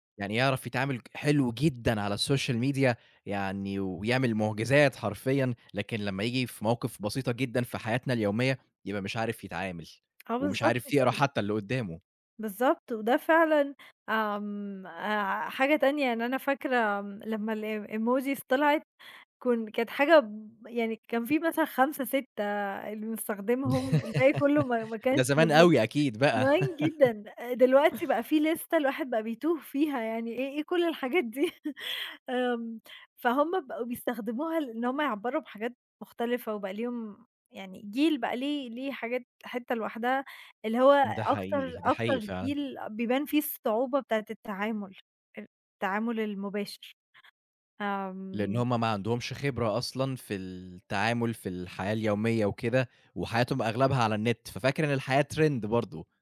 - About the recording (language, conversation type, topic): Arabic, podcast, إزاي التكنولوجيا بتأثر على علاقتك بأهلك وأصحابك؟
- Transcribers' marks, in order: in English: "السوشال ميديا"; in English: "الemojis"; chuckle; laugh; in English: "ليستة"; chuckle; in English: "ترند"